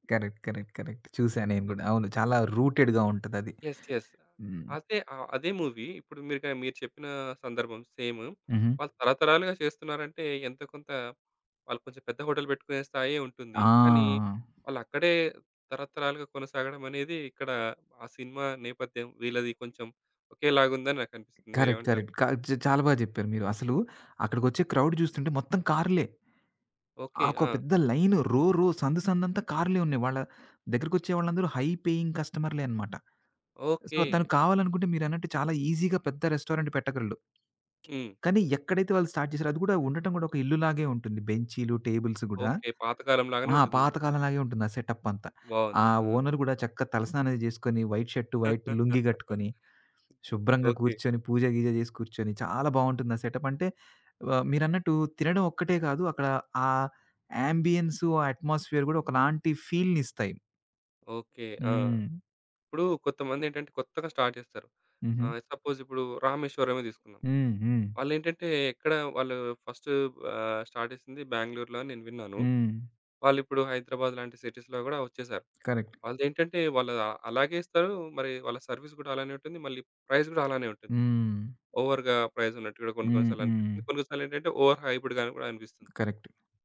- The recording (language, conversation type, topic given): Telugu, podcast, ఒక అజ్ఞాతుడు మీతో స్థానిక వంటకాన్ని పంచుకున్న సంఘటన మీకు గుర్తుందా?
- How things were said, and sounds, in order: in English: "కరెక్ట్. కరెక్ట్. కరెక్ట్"; other background noise; in English: "రూటెడ్‌గా"; in English: "యెస్. యెస్"; in English: "సేమ్"; in English: "హోటల్"; in English: "కరెక్ట్. కరెక్ట్"; in English: "క్రౌడ్"; in English: "లైన్, రో రో"; in English: "హై పేయింగ్"; in English: "సో"; in English: "ఈజిగా"; in English: "రెస్టారెంట్"; in English: "స్టార్ట్"; in English: "టేబుల్స్"; in English: "ఓనర్"; laugh; in English: "వైట్"; in English: "వైట్"; in English: "సెటప్"; in English: "అట్మాస్ఫియర్"; in English: "ఫీల్‌నిస్తాయి"; in English: "స్టార్ట్"; in English: "స్టార్ట్"; in English: "సిటీస్‌లో"; in English: "కరెక్ట్"; in English: "సర్వీస్"; in English: "ప్రైస్"; in English: "ఓవర్‌గా ప్రైజ్"; in English: "ఓవర్ హైప్డ్‌గా"; in English: "కరెక్ట్"